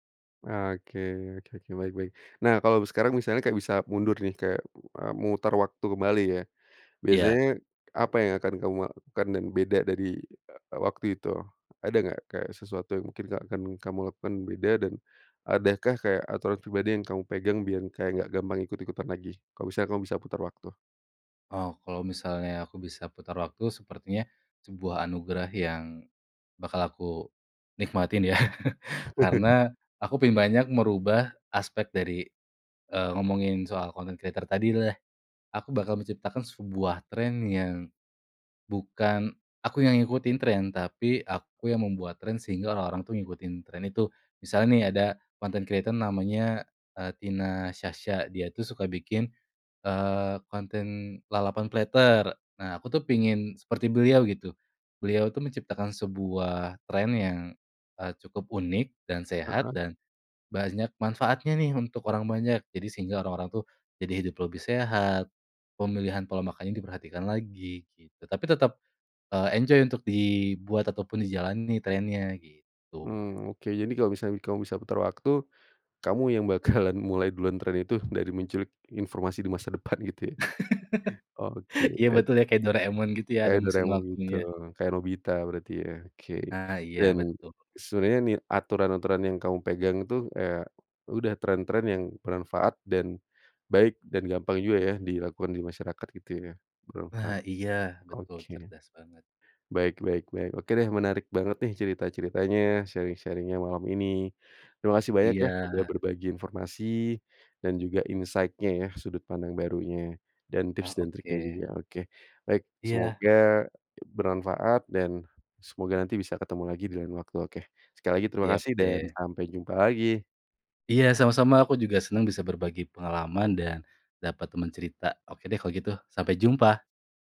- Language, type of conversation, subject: Indonesian, podcast, Pernah nggak kamu ikutan tren meski nggak sreg, kenapa?
- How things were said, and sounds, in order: laughing while speaking: "ya"; chuckle; in English: "content creator"; in English: "content creator"; in English: "platter"; in English: "enjoy"; laughing while speaking: "bakalan"; chuckle; in English: "sharing-sharing-nya"; in English: "insight-nya"